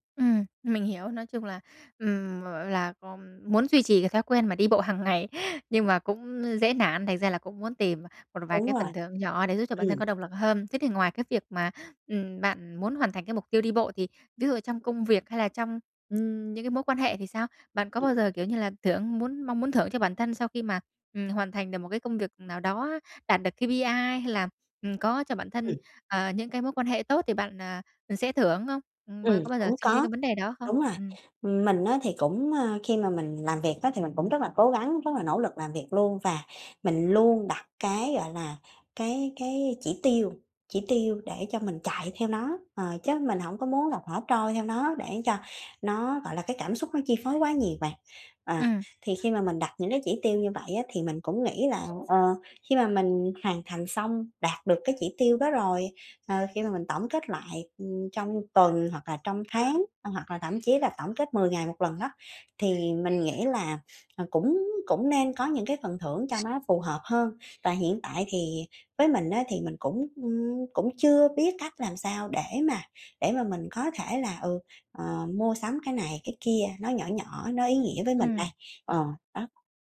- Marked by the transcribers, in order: tapping; in English: "K-P-I"; other background noise
- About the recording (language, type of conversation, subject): Vietnamese, advice, Làm sao tôi có thể chọn một phần thưởng nhỏ nhưng thật sự có ý nghĩa cho thói quen mới?